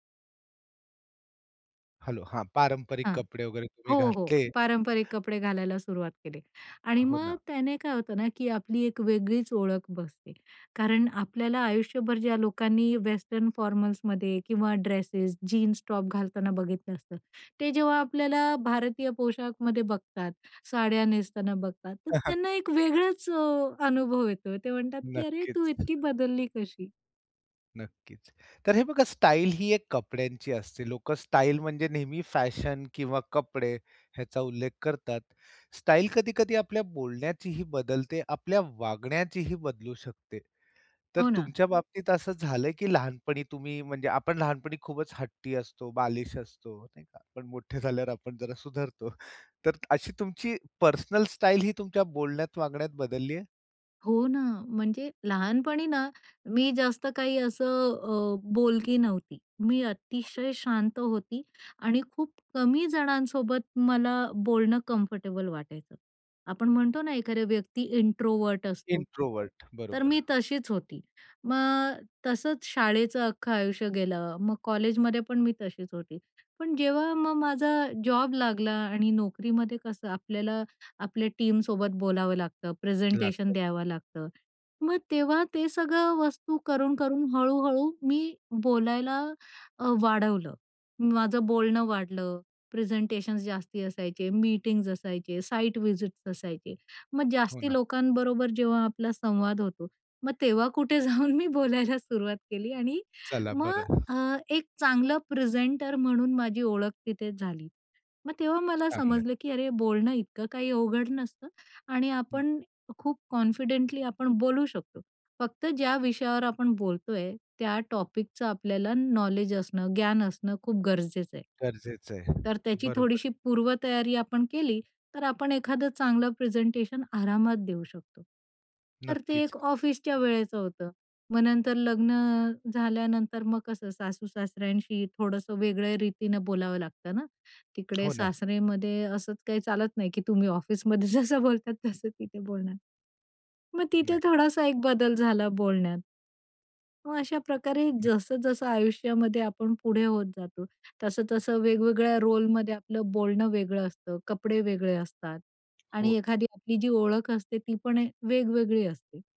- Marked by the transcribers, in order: tapping; other background noise; in English: "फॉर्मल्समध्ये"; chuckle; horn; laughing while speaking: "सुधारतो"; other noise; in English: "कम्फर्टेबल"; in English: "इंट्रोवर्ट"; in English: "इंट्रोवर्ट"; in English: "टीमसोबत"; in English: "साईट व्हिजिट्स"; laughing while speaking: "जाऊन मी बोलायला सुरुवात"; in English: "प्रेझेंटर"; in English: "कॉन्फिडेंटली"; in English: "टॉपिकच"; laughing while speaking: "जसं बोलतात"; in English: "रोलमध्ये"
- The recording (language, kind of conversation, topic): Marathi, podcast, तुझा स्टाइल कसा बदलला आहे, सांगशील का?